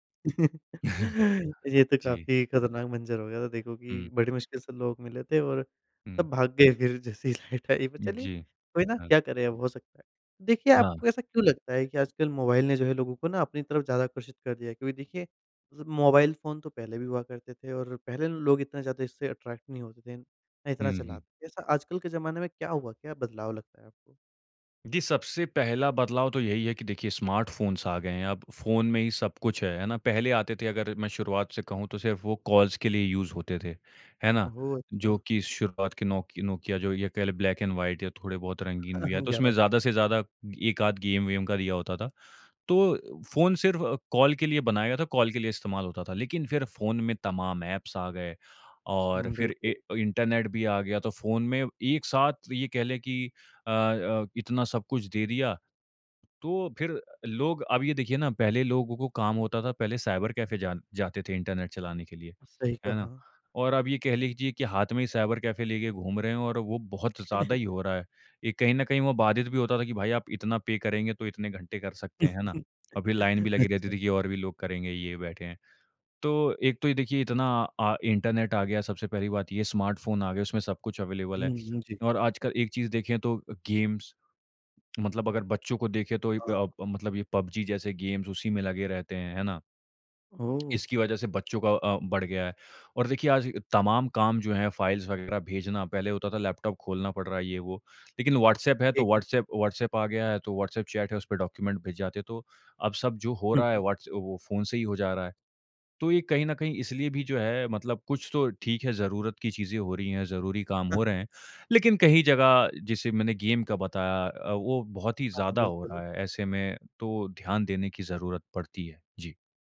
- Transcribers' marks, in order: laugh; chuckle; laughing while speaking: "जैसे ही लाइट आई"; in English: "अट्रैक्ट"; in English: "स्मार्टफ़ोन्स"; in English: "कॉल्स"; in English: "यूज़"; in English: "ब्लैक एंड व्हाइट"; chuckle; in English: "गेम"; in English: "एप्स"; in English: "साइबर कैफ़े"; in English: "साइबर कैफ़े"; other background noise; chuckle; in English: "पे"; laugh; laughing while speaking: "अच्छा"; in English: "लाइन"; in English: "स्मार्टफ़ोन"; in English: "अवेलेबल"; in English: "गेम्स"; in English: "गेम्स"; in English: "फ़ाइल्स"; in English: "चैट"; in English: "डॉक्यूमेंट"; chuckle; in English: "गेम"
- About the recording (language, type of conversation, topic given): Hindi, podcast, बिना मोबाइल सिग्नल के बाहर रहना कैसा लगता है, अनुभव बताओ?